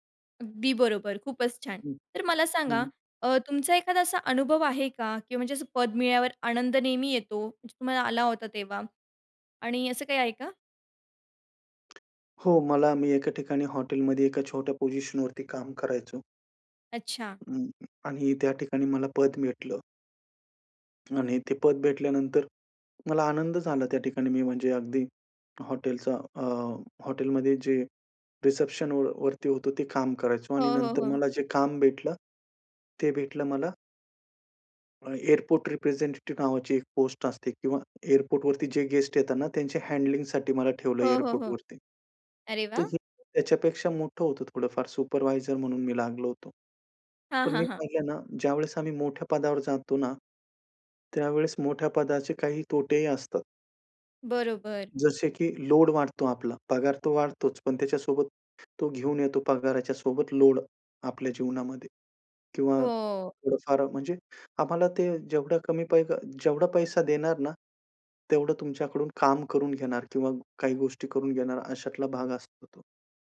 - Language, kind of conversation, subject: Marathi, podcast, मोठ्या पदापेक्षा कामात समाधान का महत्त्वाचं आहे?
- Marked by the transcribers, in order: unintelligible speech; other background noise; in English: "एअरपोर्ट रिप्रेझेंटेटिव्ह"; in English: "हँडलिंग"